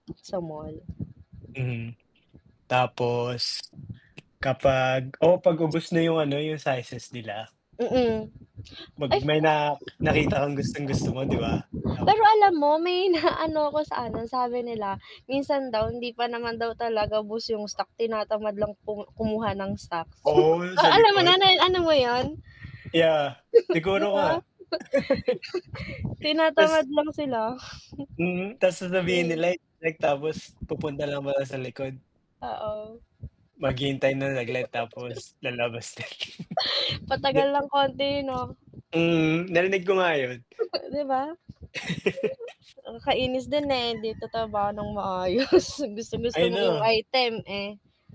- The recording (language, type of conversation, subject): Filipino, unstructured, Ano ang mas pinapaboran mo: mamili sa mall o sa internet?
- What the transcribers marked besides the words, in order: fan; mechanical hum; static; chuckle; chuckle; chuckle; chuckle; other animal sound